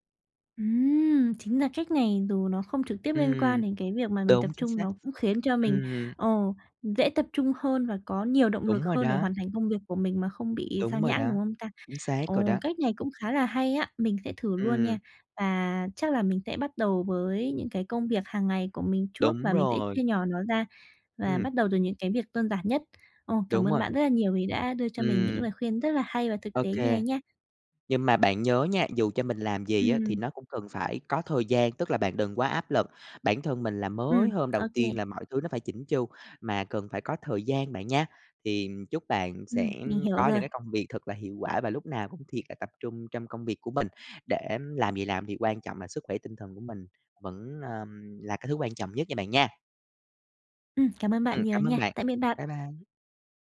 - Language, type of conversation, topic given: Vietnamese, advice, Làm thế nào để duy trì sự tập trung lâu hơn khi học hoặc làm việc?
- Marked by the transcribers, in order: other background noise; tapping